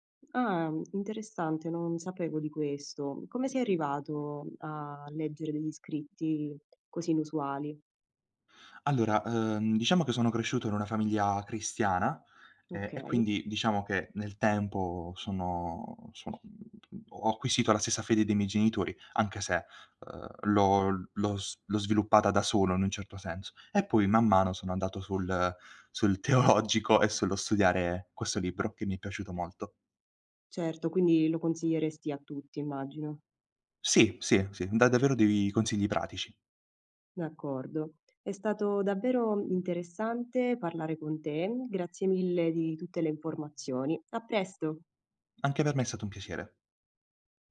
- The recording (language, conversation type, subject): Italian, podcast, Quale consiglio daresti al tuo io più giovane?
- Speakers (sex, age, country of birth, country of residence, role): female, 25-29, Italy, Italy, host; male, 18-19, Italy, Italy, guest
- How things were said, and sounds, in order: other background noise; laughing while speaking: "teologico"